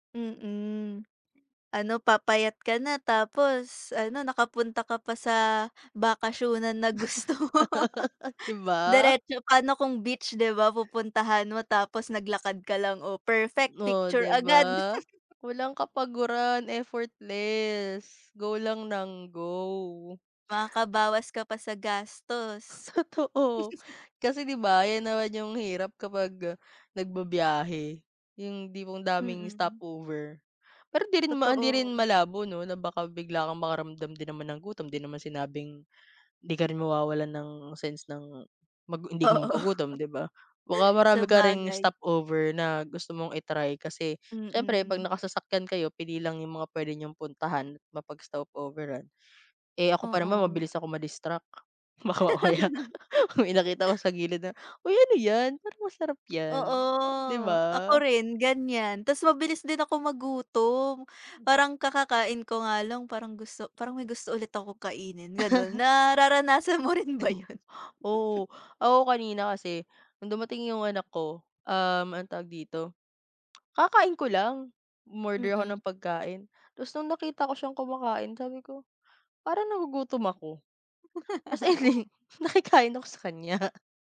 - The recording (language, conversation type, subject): Filipino, unstructured, Ano ang gagawin mo kung isang araw ay hindi ka makaramdam ng pagod?
- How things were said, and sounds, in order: laugh; laugh; chuckle; laugh; laugh; other noise; laugh